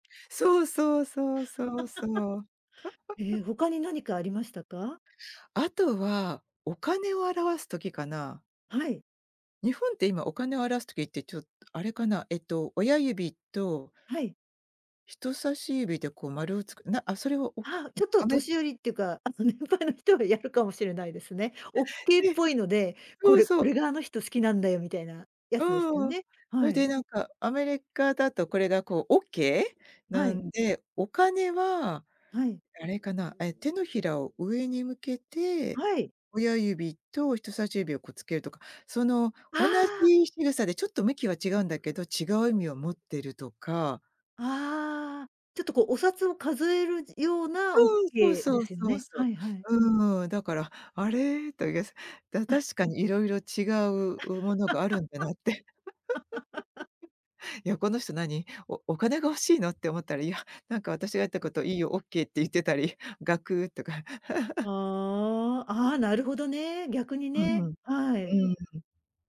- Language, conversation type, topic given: Japanese, podcast, ジェスチャーの意味が文化によって違うと感じたことはありますか？
- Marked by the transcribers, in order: laugh; laughing while speaking: "あの年配の人はやるかも"; chuckle; tapping; chuckle; laugh; giggle; unintelligible speech; chuckle